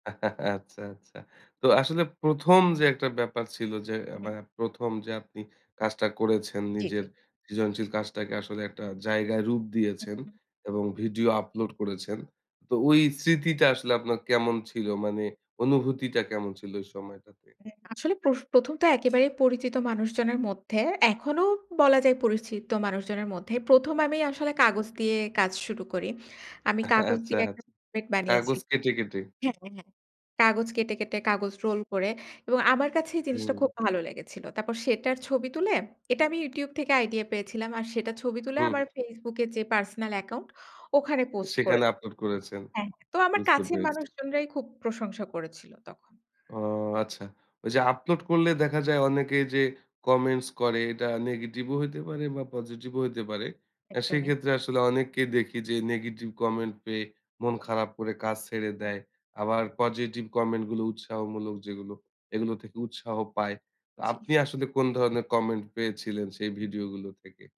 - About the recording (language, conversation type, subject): Bengali, podcast, সামাজিক মাধ্যম কীভাবে আপনার সৃজনশীল কাজকে প্রভাবিত করে?
- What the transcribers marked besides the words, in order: chuckle; other background noise; laughing while speaking: "আচ্ছা, আচ্ছা"; unintelligible speech